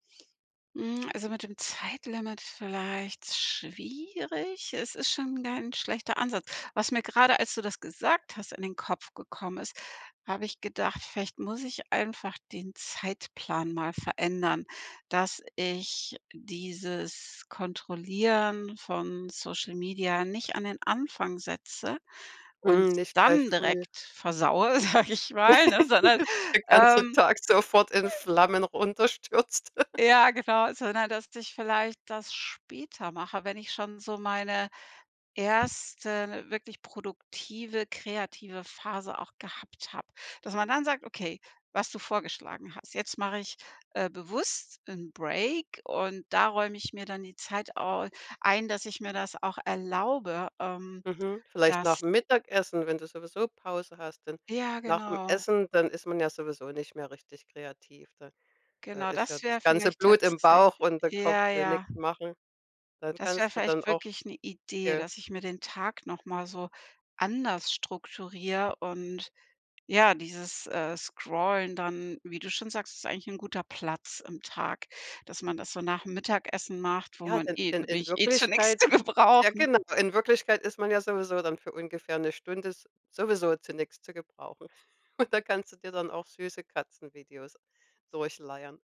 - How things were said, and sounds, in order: other background noise; tapping; laugh; laughing while speaking: "sag ich"; joyful: "der ganze Tag sofort in Flammen runter stürzt"; giggle; joyful: "Ja genau"; laughing while speaking: "zu nix"; laughing while speaking: "Und"
- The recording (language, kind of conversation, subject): German, advice, Wie hindern mich zu viele Ablenkungen durch Handy und Fernseher daran, kreative Gewohnheiten beizubehalten?